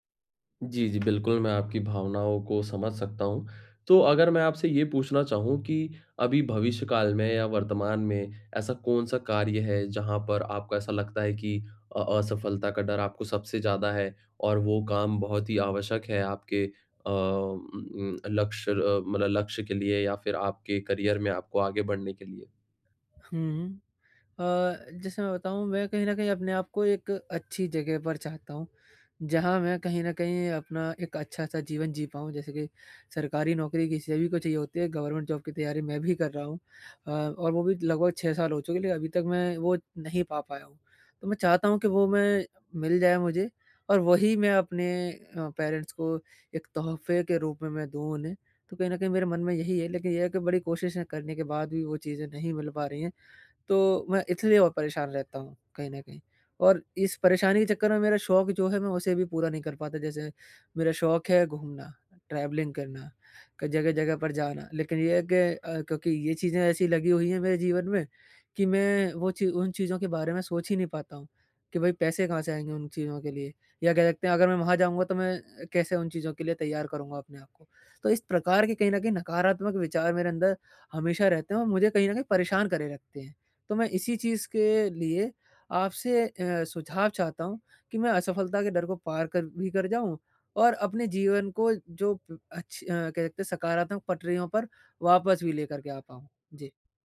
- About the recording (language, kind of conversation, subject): Hindi, advice, असफलता के डर को कैसे पार किया जा सकता है?
- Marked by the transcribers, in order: tapping; in English: "करियर"; other background noise; in English: "गवर्नमेंट जॉब"; in English: "पेरेंट्स"; in English: "ट्रैवलिंग"